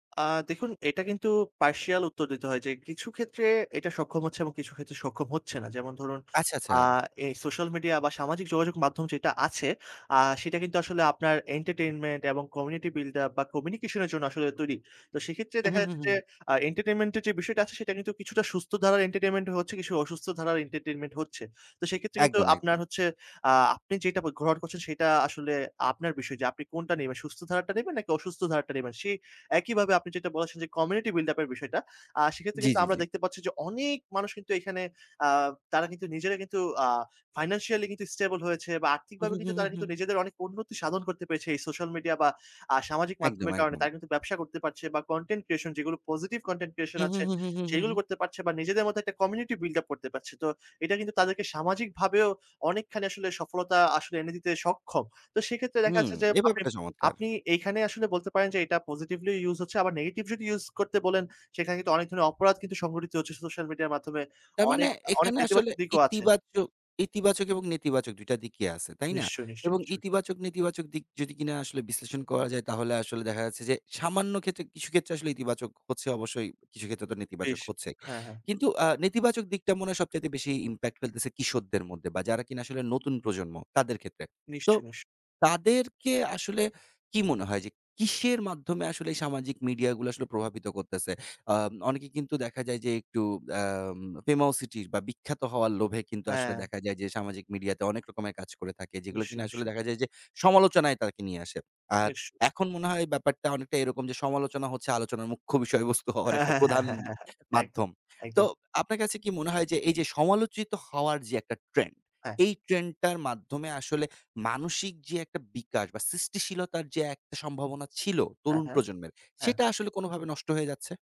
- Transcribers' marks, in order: in English: "partial"; in English: "community buil up"; in English: "communication"; in English: "entertainment"; "বলেছেন" said as "বলাসে"; in English: "community buil up"; in English: "content creation"; in English: "positive content creation"; in English: "community buil up"; in English: "impact"; in English: "famousity"; laughing while speaking: "আলোচনার মুখ্য বিষয়বস্তু হওয়ার"; chuckle
- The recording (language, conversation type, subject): Bengali, podcast, সামাজিক মাধ্যমে আপনার মানসিক স্বাস্থ্যে কী প্রভাব পড়েছে?